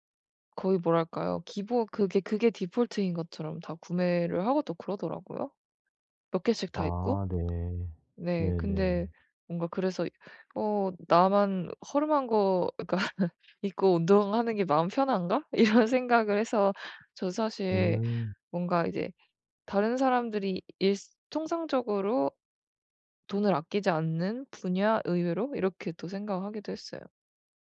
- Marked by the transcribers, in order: tapping; laughing while speaking: "약간"; laughing while speaking: "이런"
- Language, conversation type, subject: Korean, advice, 예산이 한정된 상황에서 어떻게 하면 좋은 선택을 할 수 있을까요?